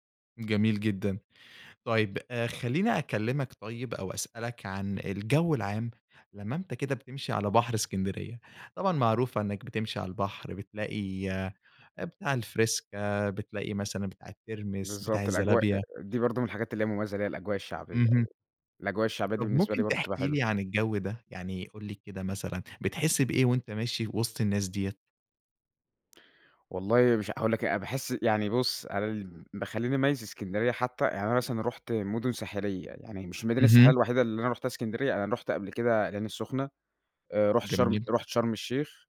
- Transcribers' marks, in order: none
- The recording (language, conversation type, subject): Arabic, podcast, إيه أجمل مدينة زرتها وليه حبيتها؟